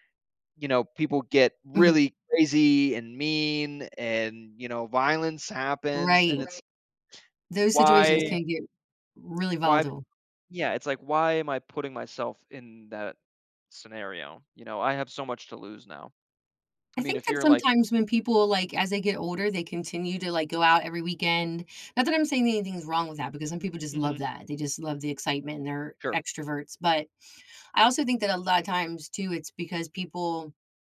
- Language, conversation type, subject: English, unstructured, What factors influence your choice between spending a night out or relaxing at home?
- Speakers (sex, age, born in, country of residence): female, 50-54, United States, United States; male, 30-34, United States, United States
- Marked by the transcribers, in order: background speech